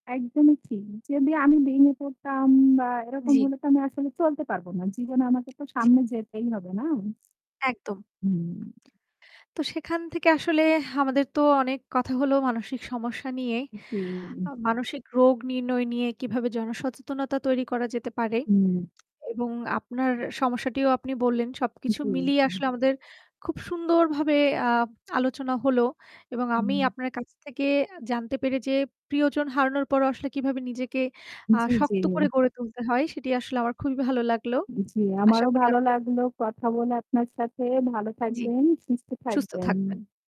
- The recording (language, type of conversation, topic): Bengali, unstructured, কেন মানসিক রোগকে শারীরিক রোগের তুলনায় কম গুরুত্ব দেওয়া হয়?
- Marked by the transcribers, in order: distorted speech; other background noise; tapping; static; lip smack